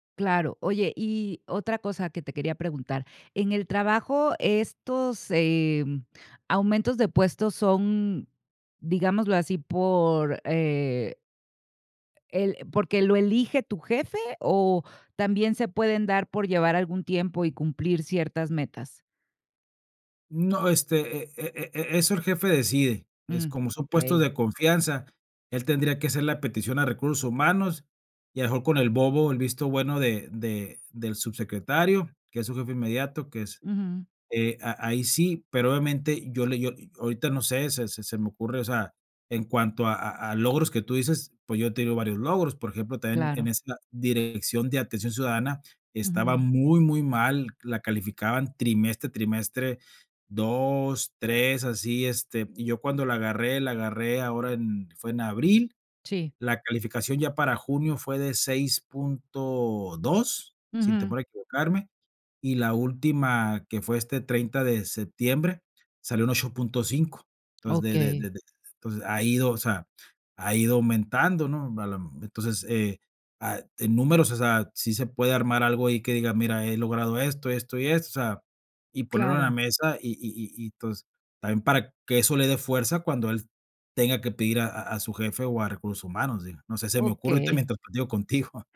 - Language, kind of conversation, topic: Spanish, advice, ¿Cómo puedo pedir un aumento o una promoción en el trabajo?
- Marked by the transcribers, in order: laughing while speaking: "contigo"